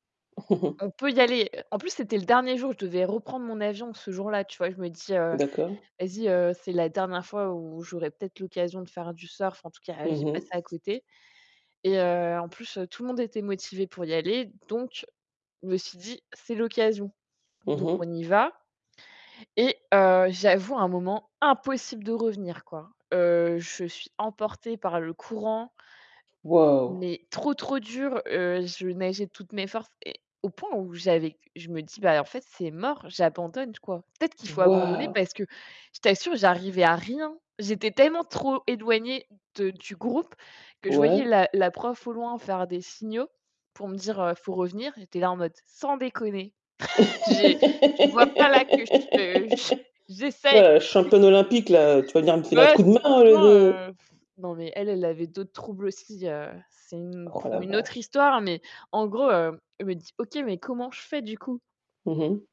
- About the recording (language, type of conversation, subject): French, unstructured, Quels rêves aimerais-tu réaliser au cours des dix prochaines années ?
- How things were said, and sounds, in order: chuckle; other background noise; stressed: "impossible"; laugh; chuckle; laughing while speaking: "j'essaye"; chuckle; blowing